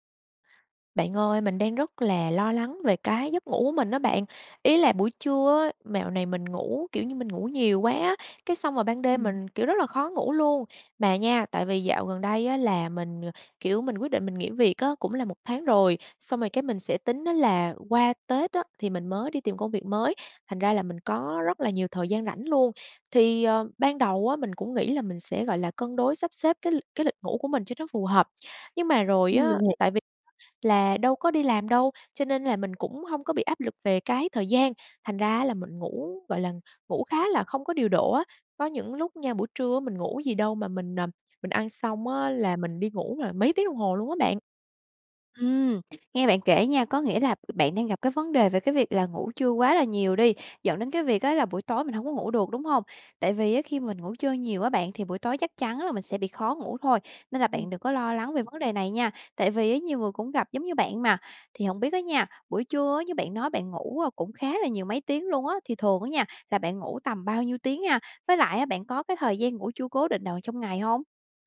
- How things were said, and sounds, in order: "của" said as "ừ"; tapping; other background noise
- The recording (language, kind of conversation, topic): Vietnamese, advice, Ngủ trưa quá lâu có khiến bạn khó ngủ vào ban đêm không?